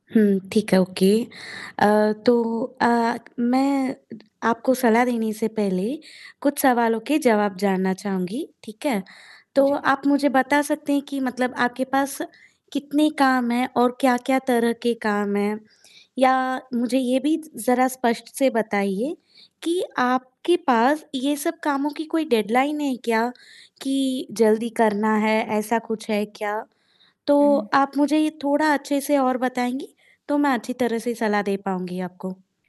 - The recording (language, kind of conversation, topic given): Hindi, advice, मैं कैसे तय करूँ कि कौन-से काम सबसे पहले करने हैं?
- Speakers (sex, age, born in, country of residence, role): female, 25-29, India, India, advisor; female, 25-29, India, India, user
- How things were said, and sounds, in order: in English: "ओके"; tapping; static; in English: "डेडलाइन"